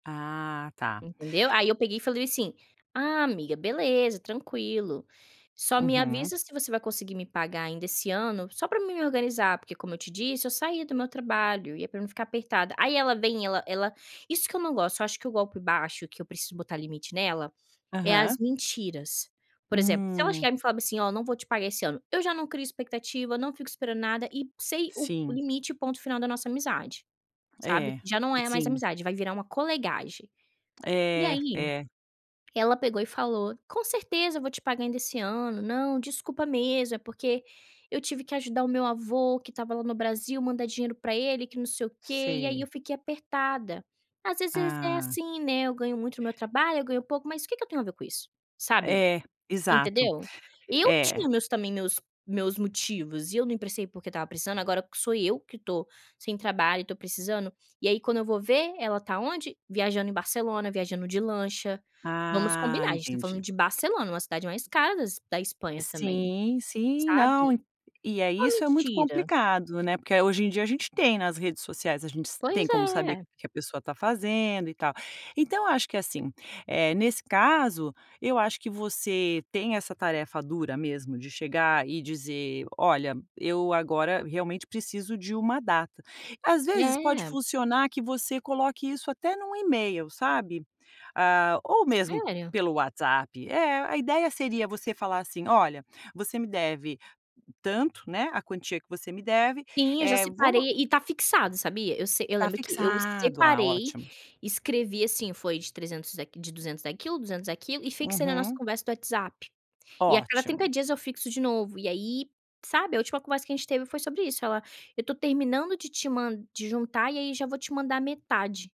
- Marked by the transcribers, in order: other background noise; tapping
- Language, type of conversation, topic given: Portuguese, advice, Como posso estabelecer limites com um amigo que pede favores demais?